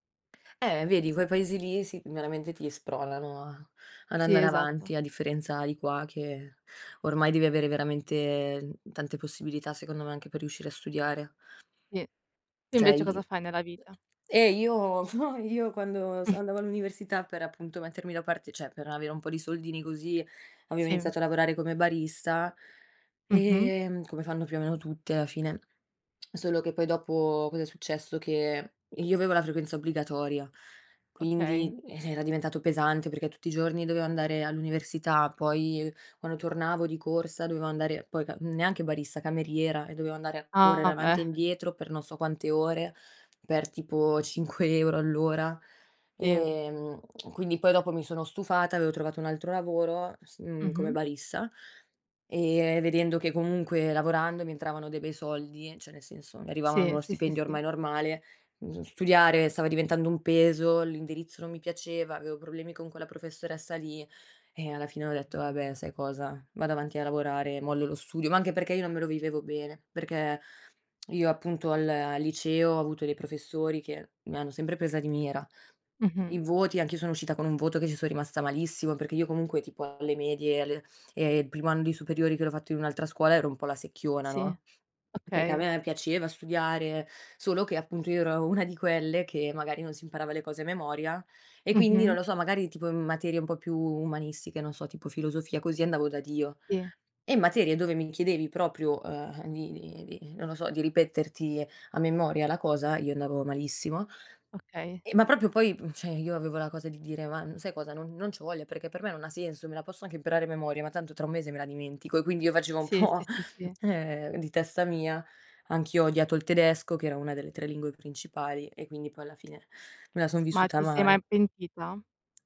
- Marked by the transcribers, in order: "Cioè" said as "ceh"; other background noise; giggle; laughing while speaking: "io"; chuckle; "cioè" said as "ceh"; laughing while speaking: "cinque euro"; "cioè" said as "ceh"; laughing while speaking: "una"; "cioè" said as "ceh"; laughing while speaking: "po'"
- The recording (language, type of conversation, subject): Italian, unstructured, È giusto giudicare un ragazzo solo in base ai voti?